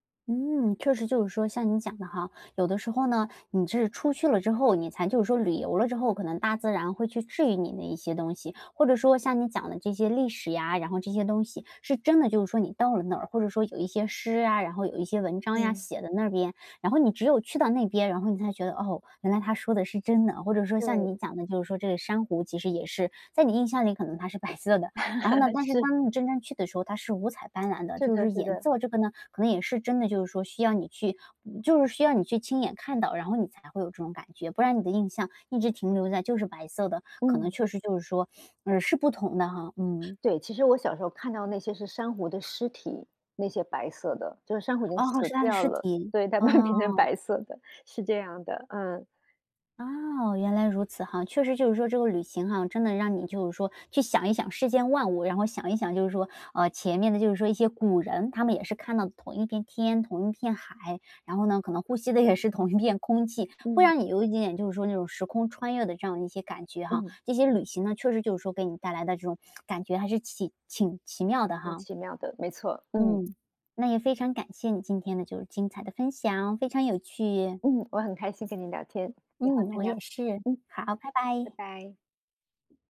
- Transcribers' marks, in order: laughing while speaking: "白色的"; chuckle; laughing while speaking: "是"; other noise; laughing while speaking: "但慢慢"; other background noise; "挺" said as "起"
- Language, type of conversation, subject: Chinese, podcast, 有没有一次旅行让你突然觉得自己很渺小？